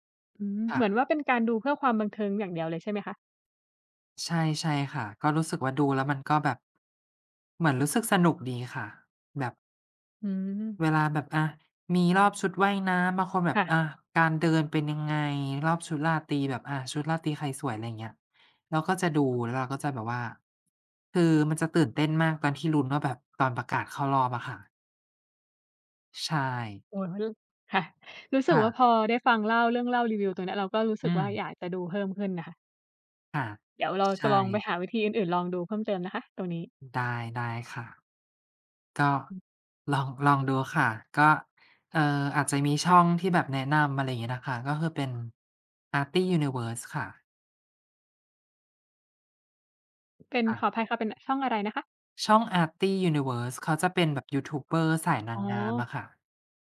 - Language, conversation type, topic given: Thai, unstructured, คุณมีวิธีจัดการกับความเครียดอย่างไร?
- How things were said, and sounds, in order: other background noise; tapping; tsk